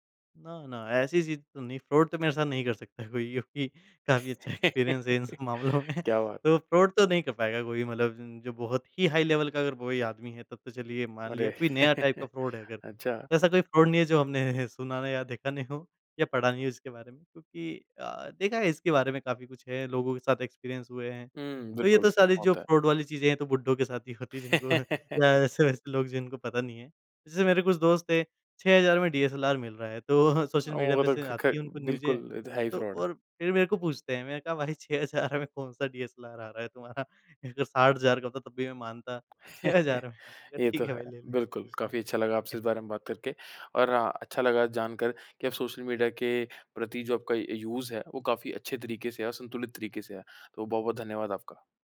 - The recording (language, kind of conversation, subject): Hindi, podcast, सोशल मीडिया आपकी ज़िंदगी कैसे बदल रहा है?
- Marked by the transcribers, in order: in English: "फ्रॉड"; laughing while speaking: "कोई क्योंकि काफ़ी अच्छा एक्सपीरियंस है इन सब मामलों में"; laugh; in English: "एक्सपीरियंस"; in English: "फ्रॉड"; in English: "हाई लेवल"; chuckle; in English: "टाइप"; in English: "फ्रॉड"; in English: "फ्रॉड"; laughing while speaking: "हमने सुना नहीं या देखा नहीं हो"; in English: "एक्सपीरियंस"; in English: "फ्रॉड"; laugh; laughing while speaking: "होती है जिनको"; in English: "न्यूज़े"; in English: "फ्रॉड"; laughing while speaking: "भाई छह हज़ार में कौन-सा डीएसएलआर आ रहा है तुम्हारा"; chuckle; in English: "यूज़"